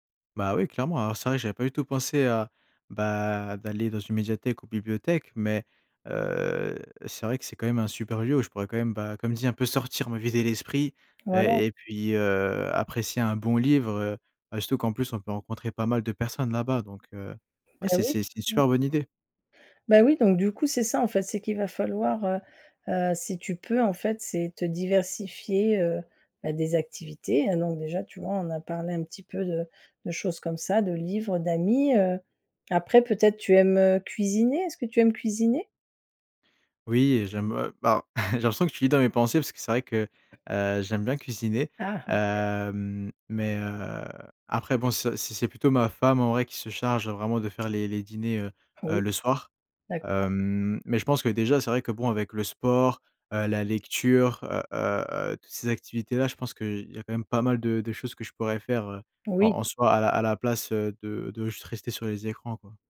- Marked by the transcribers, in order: chuckle; other background noise; drawn out: "Hem"
- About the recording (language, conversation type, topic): French, advice, Comment puis-je réussir à déconnecter des écrans en dehors du travail ?
- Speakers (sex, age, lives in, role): female, 50-54, France, advisor; male, 20-24, France, user